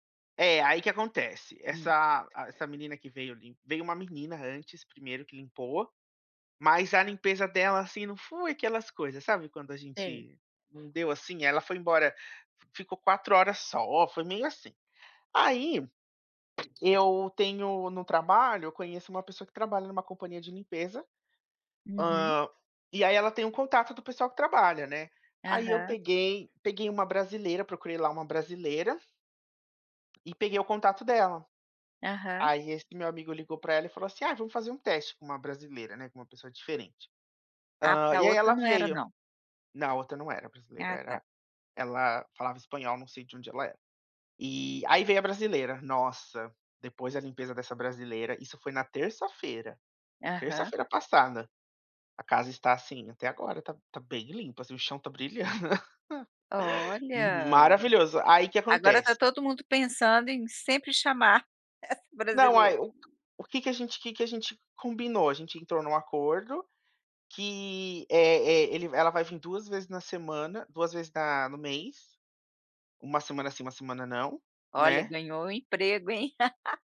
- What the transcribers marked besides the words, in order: tapping; drawn out: "Olha!"; chuckle; put-on voice: "essa brasileira"; chuckle
- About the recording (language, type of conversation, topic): Portuguese, podcast, Como falar sobre tarefas domésticas sem brigar?